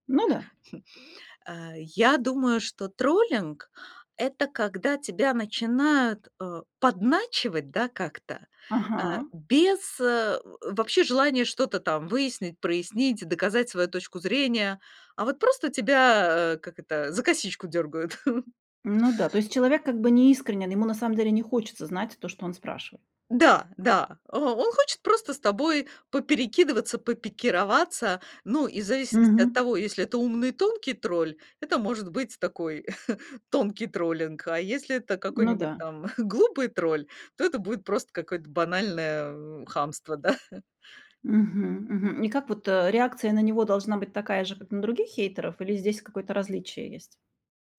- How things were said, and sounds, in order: other background noise; chuckle; chuckle; laughing while speaking: "глупый"; chuckle
- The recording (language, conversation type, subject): Russian, podcast, Как вы реагируете на критику в социальных сетях?